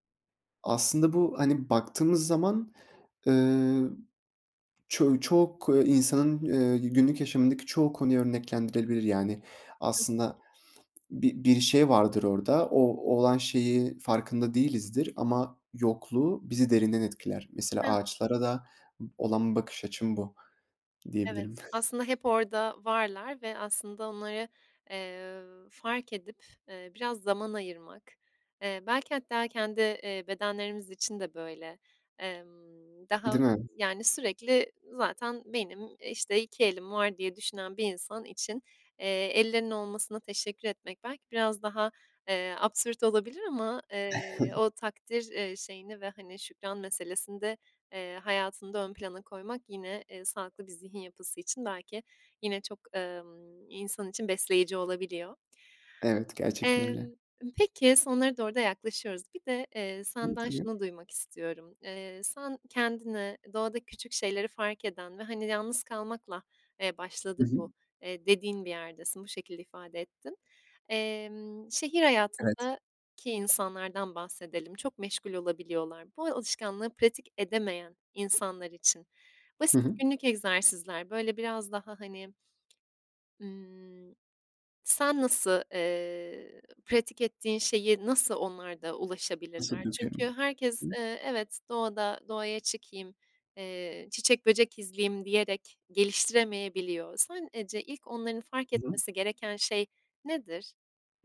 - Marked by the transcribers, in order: other background noise; other noise; tapping; chuckle; unintelligible speech
- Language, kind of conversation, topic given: Turkish, podcast, Doğada küçük şeyleri fark etmek sana nasıl bir bakış kazandırır?